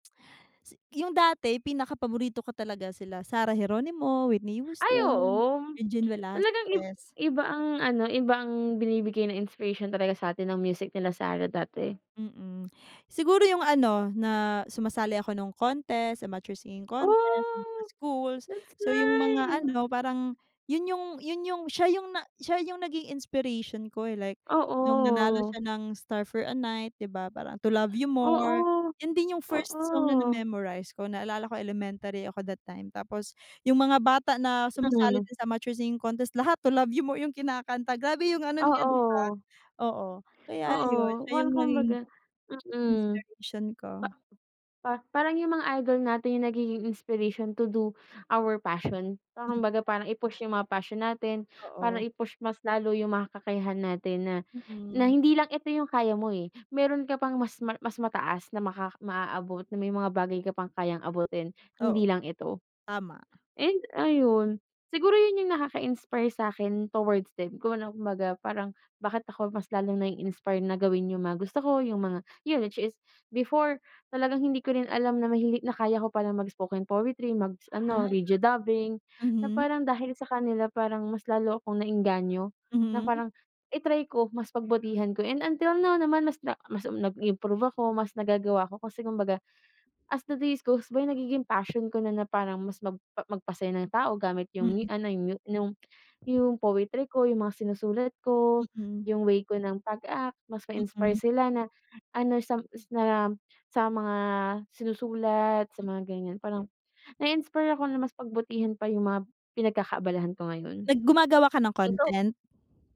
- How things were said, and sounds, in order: other background noise; tapping
- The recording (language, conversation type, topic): Filipino, unstructured, Sino ang taong pinakanagbibigay-inspirasyon sa iyo sa buhay?
- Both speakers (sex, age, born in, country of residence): female, 25-29, Philippines, Philippines; female, 30-34, Philippines, United States